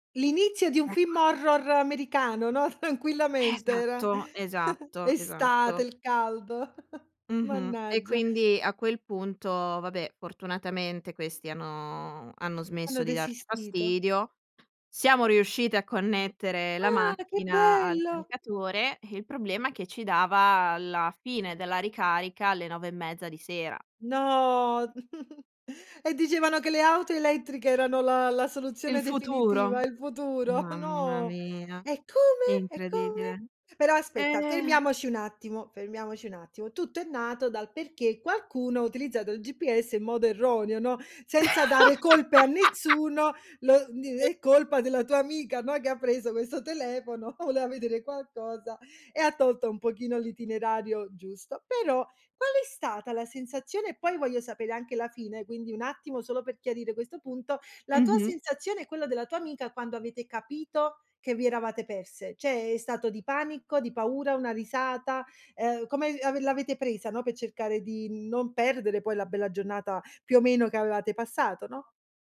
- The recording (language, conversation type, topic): Italian, podcast, Raccontami di quando il GPS ti ha tradito: cosa hai fatto?
- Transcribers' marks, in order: "film" said as "fimm"; laughing while speaking: "tranquillamente"; chuckle; tapping; surprised: "Ah, che bello!"; chuckle; chuckle; laugh; laughing while speaking: "telefono"; unintelligible speech; other background noise; chuckle; "Cioè" said as "ceh"